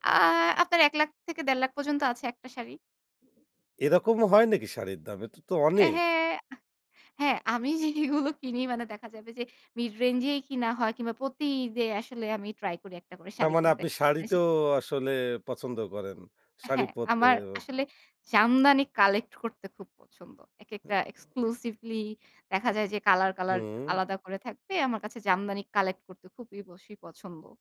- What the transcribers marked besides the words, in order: none
- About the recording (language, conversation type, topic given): Bengali, podcast, আপনি কীভাবে আপনার পোশাকের মাধ্যমে নিজের ব্যক্তিত্বকে ফুটিয়ে তোলেন?